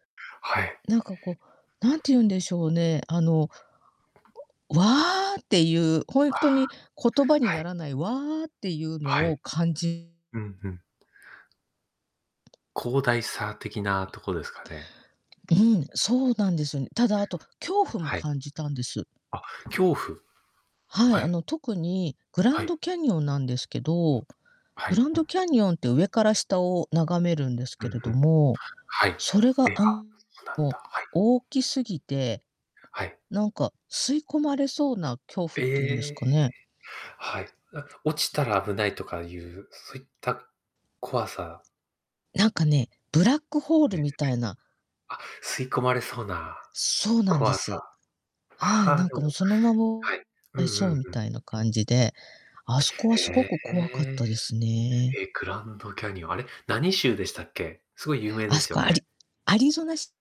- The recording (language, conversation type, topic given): Japanese, unstructured, 旅行先でいちばん驚いた場所はどこですか？
- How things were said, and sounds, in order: other background noise; distorted speech; tapping; static; unintelligible speech